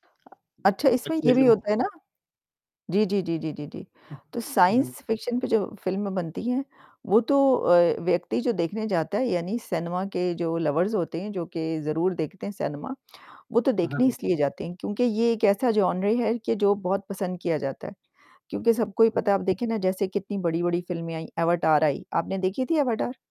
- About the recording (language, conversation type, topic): Hindi, unstructured, किस फिल्म का कौन-सा दृश्य आपको सबसे ज़्यादा प्रभावित कर गया?
- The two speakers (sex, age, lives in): female, 50-54, United States; male, 20-24, India
- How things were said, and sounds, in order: static; unintelligible speech; in English: "साइंस फिक्शन"; distorted speech; in English: "लवर्स"; lip smack; in English: "जॉनर"